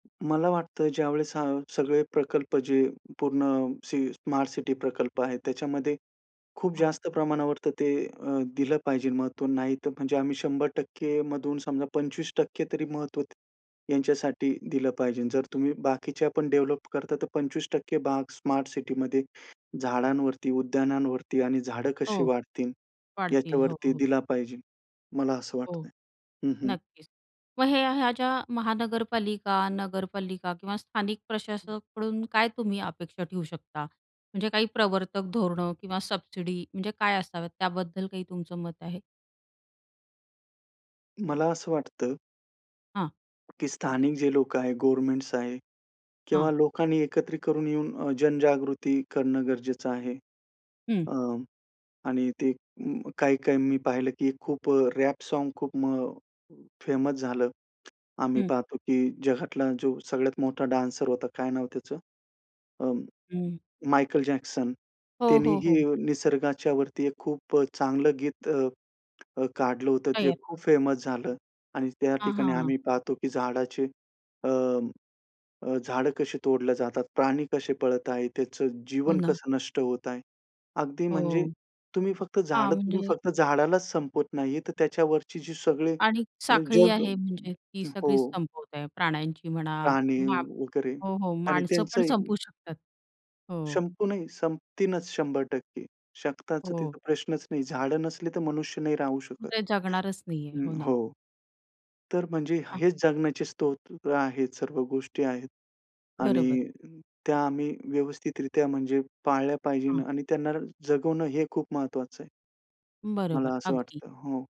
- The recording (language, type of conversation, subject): Marathi, podcast, शहरी भागात हिरवळ वाढवण्यासाठी आपण काय करू शकतो?
- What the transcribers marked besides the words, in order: other background noise; in English: "डेव्हलप"; tapping; in English: "रॅप"; in English: "फेमस"; other noise; in English: "मायकेल जॅक्सन"; in English: "फेमस"; "संपू" said as "संपु"